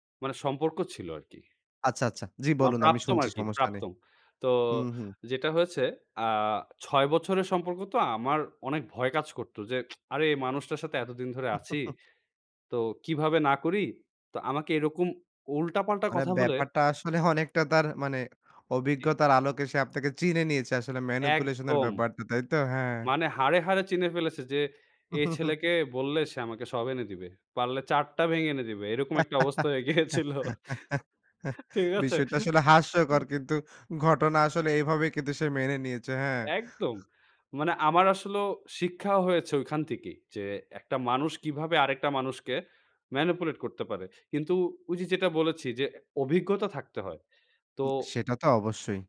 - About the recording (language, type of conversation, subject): Bengali, podcast, আপনি কী লক্ষণ দেখে প্রভাবিত করার উদ্দেশ্যে বানানো গল্প চেনেন এবং সেগুলোকে বাস্তব তথ্য থেকে কীভাবে আলাদা করেন?
- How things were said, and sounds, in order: "প্রাক্তন" said as "প্রাক্তম"; "প্রাক্তন" said as "প্রাক্তম"; tsk; chuckle; in English: "manipulation"; chuckle; laugh; laughing while speaking: "বিষয়টা আসলে হাস্যকর। কিন্তু ঘটনা আসলে এভাবেই কিন্তু সে মেনে নিয়েছে। হ্যাঁ"; laughing while speaking: "গিয়েছিল। ঠিক আছে?"; tapping; in English: "manipulate"